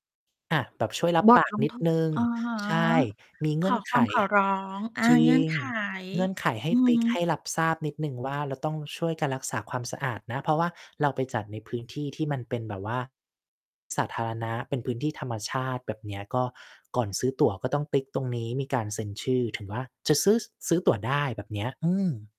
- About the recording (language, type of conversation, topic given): Thai, podcast, เมื่อคุณเห็นคนทิ้งขยะไม่เป็นที่ คุณมักจะทำอย่างไร?
- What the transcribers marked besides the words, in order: distorted speech